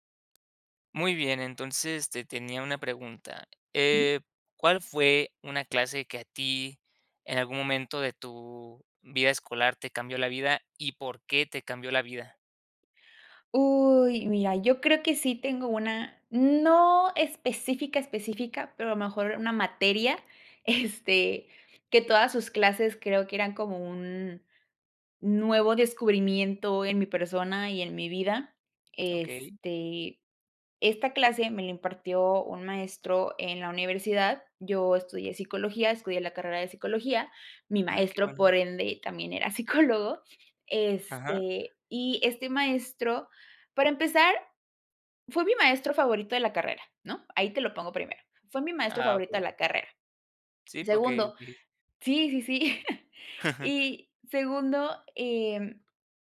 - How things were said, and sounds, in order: laughing while speaking: "este"; chuckle
- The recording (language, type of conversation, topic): Spanish, podcast, ¿Cuál fue una clase que te cambió la vida y por qué?